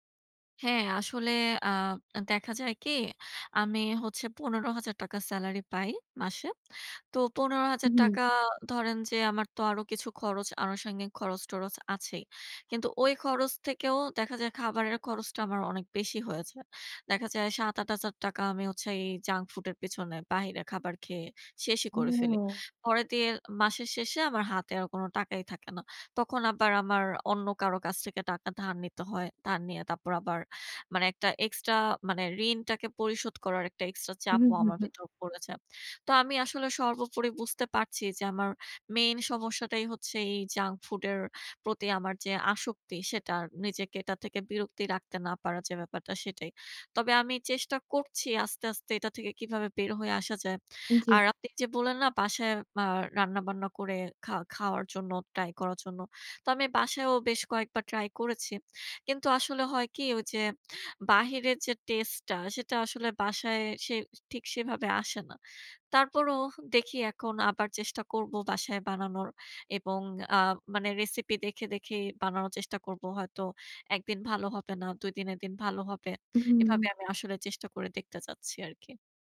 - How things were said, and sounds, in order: horn; "আনুষঙ্গিক" said as "আনুষঙ্গিন"
- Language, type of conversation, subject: Bengali, advice, জাঙ্ক ফুড থেকে নিজেকে বিরত রাখা কেন এত কঠিন লাগে?